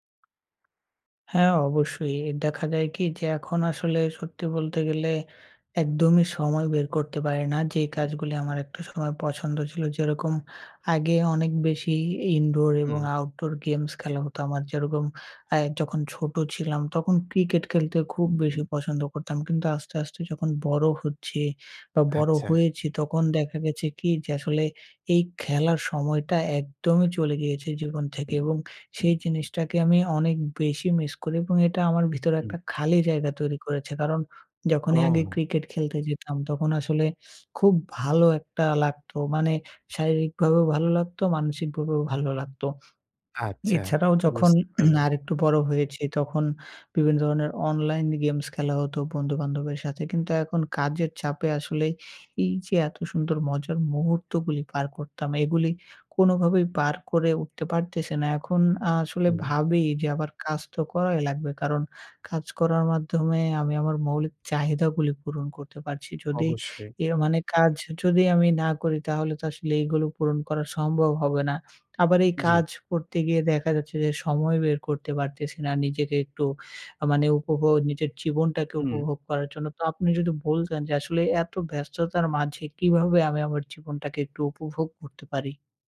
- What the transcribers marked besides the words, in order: in English: "i indoor"; in English: "outdoor games"; other background noise; throat clearing; in English: "online games"; "উপভোগ" said as "উপবো"
- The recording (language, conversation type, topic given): Bengali, advice, আপনি কি অবসর সময়ে শখ বা আনন্দের জন্য সময় বের করতে পারছেন না?